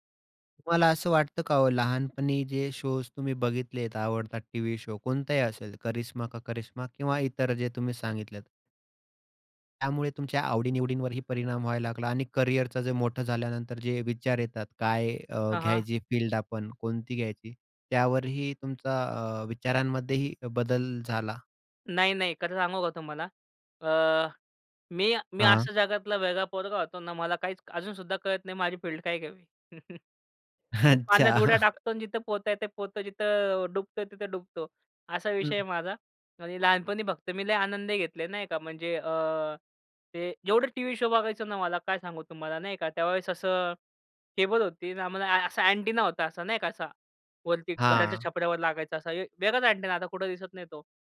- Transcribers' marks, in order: in English: "करियरचं"; in English: "फील्ड"; in English: "फील्ड"; chuckle; laughing while speaking: "अच्छा"; laugh
- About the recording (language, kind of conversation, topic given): Marathi, podcast, बालपणी तुमचा आवडता दूरदर्शनवरील कार्यक्रम कोणता होता?